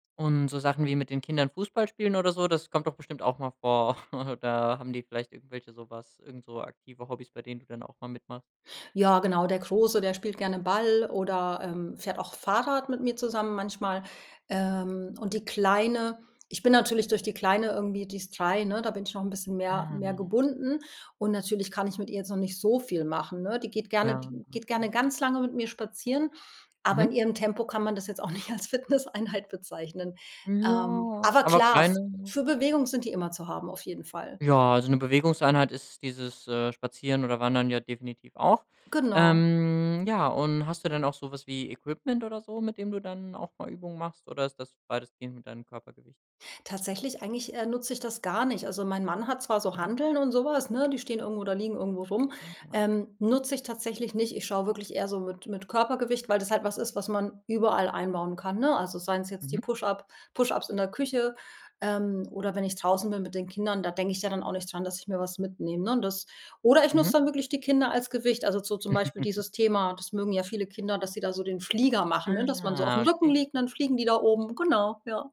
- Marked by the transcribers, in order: chuckle; unintelligible speech; laughing while speaking: "nicht als Fitnesseinheit"; drawn out: "Ja"; drawn out: "Ähm"; chuckle
- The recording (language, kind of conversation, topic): German, podcast, Wie baust du kleine Bewegungseinheiten in den Alltag ein?